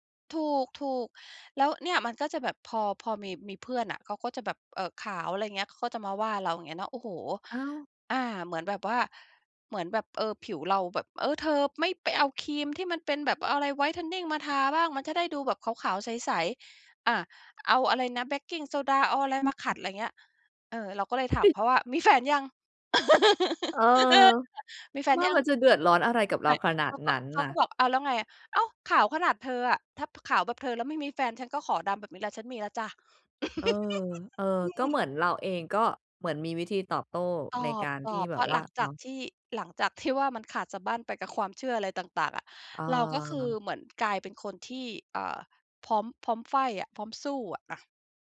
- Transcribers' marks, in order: swallow; chuckle; tapping; laugh; giggle
- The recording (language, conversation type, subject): Thai, podcast, คุณจัดการกับเสียงในหัวที่เป็นลบอย่างไร?